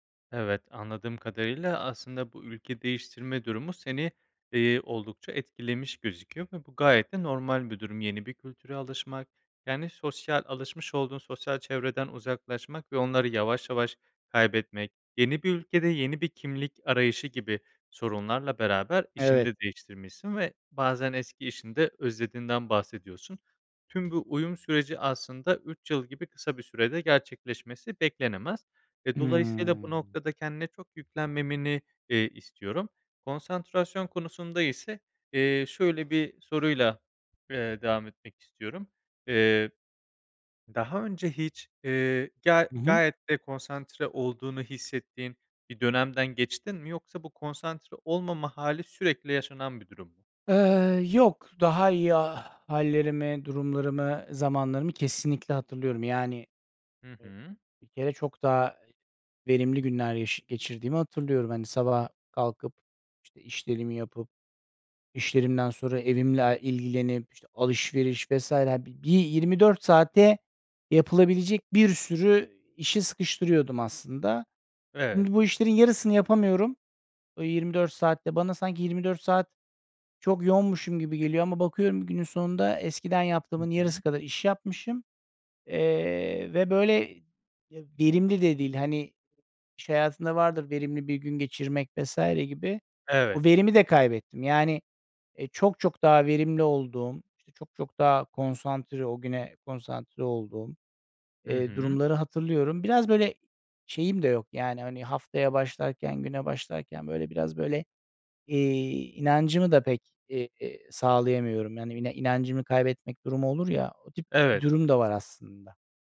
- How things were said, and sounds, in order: other background noise; tapping; unintelligible speech
- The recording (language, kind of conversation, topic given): Turkish, advice, Konsantrasyon ve karar verme güçlüğü nedeniyle günlük işlerde zorlanıyor musunuz?